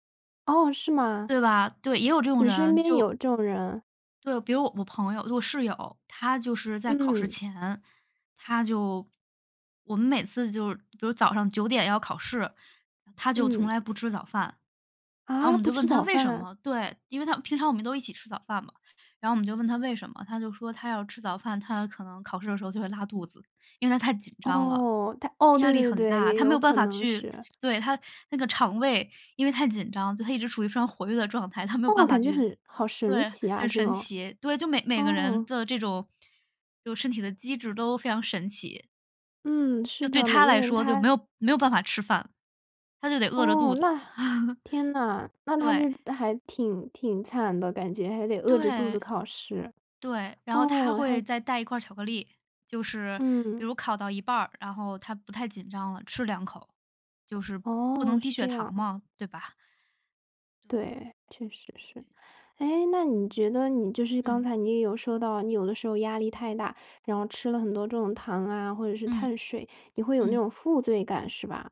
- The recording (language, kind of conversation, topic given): Chinese, podcast, 遇到压力时会影响你的饮食吗？你通常怎么应对？
- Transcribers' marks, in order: other background noise; other noise; tapping; chuckle